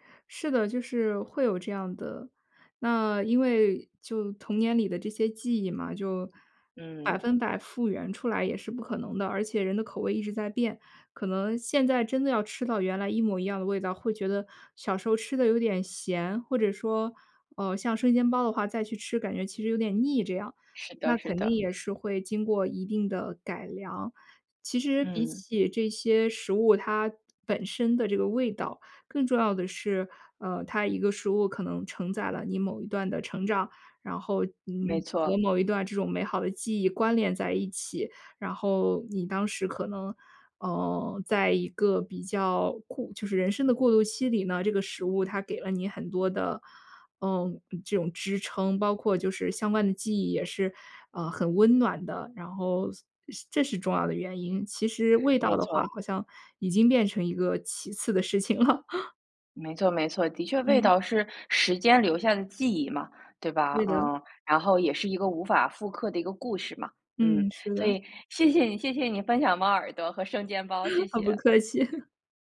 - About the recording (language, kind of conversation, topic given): Chinese, podcast, 你能分享一道让你怀念的童年味道吗？
- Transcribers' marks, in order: laughing while speaking: "了"; chuckle; laugh; laughing while speaking: "好，不客气"; laugh